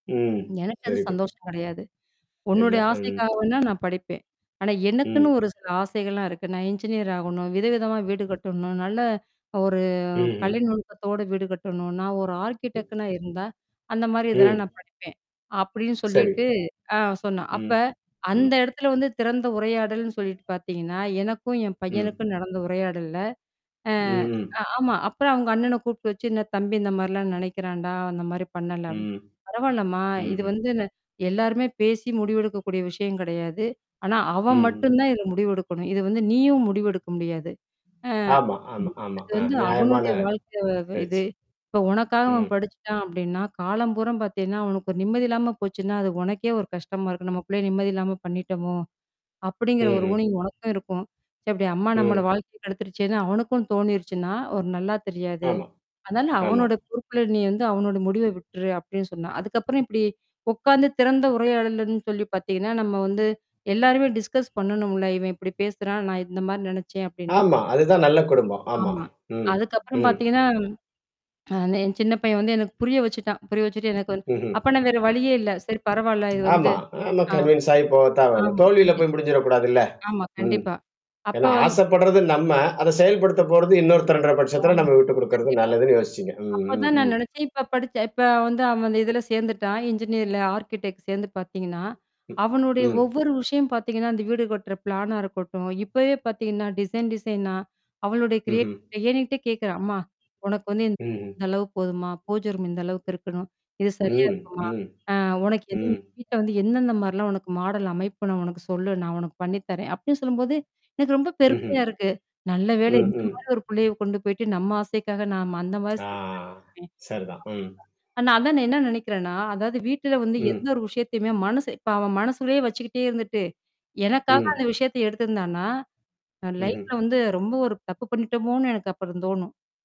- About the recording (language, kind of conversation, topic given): Tamil, podcast, வீட்டில் திறந்த உரையாடலை எப்படித் தொடங்குவீர்கள்?
- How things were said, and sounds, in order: mechanical hum; tapping; in English: "வெரி குட்"; distorted speech; other noise; in English: "என்ஜினியர்"; drawn out: "ஒரு"; in English: "ஆ்ர்க்கிடெக்கனா"; static; other background noise; in English: "ஊணிங்"; "ஊண்டிங்" said as "ஊணிங்"; in English: "டிஸ்கஸ்"; swallow; in English: "கன்வின்ஸ்"; in English: "இன்ஜினியர்ல ஆ்ர்க்கிடெக்ட்"; in English: "பிளானா"; in English: "டிசைன் டிசைனா"; "அவனுடைய" said as "அவளுடைய"; in English: "கிரியேட்டிவிட்டி"; in English: "மாடல்"; drawn out: "ஆ"; unintelligible speech; in English: "லைஃப்ல"